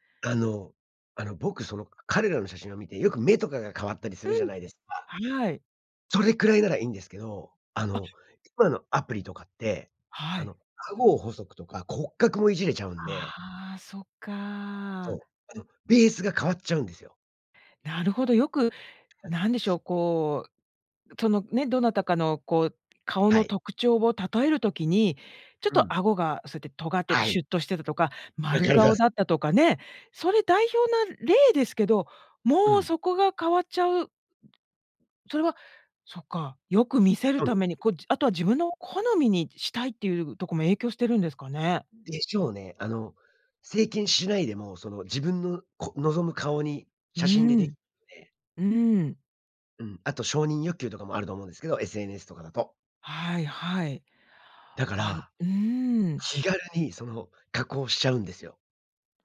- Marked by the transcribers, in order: unintelligible speech
- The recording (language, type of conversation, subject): Japanese, podcast, 写真加工やフィルターは私たちのアイデンティティにどのような影響を与えるのでしょうか？